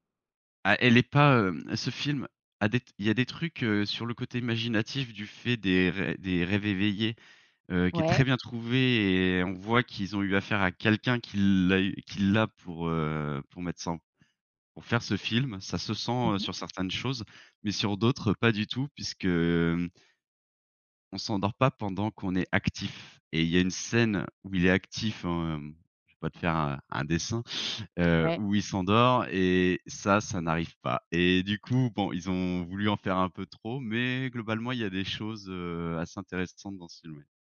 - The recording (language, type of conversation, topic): French, podcast, Quel est le moment où l’écoute a tout changé pour toi ?
- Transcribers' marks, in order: none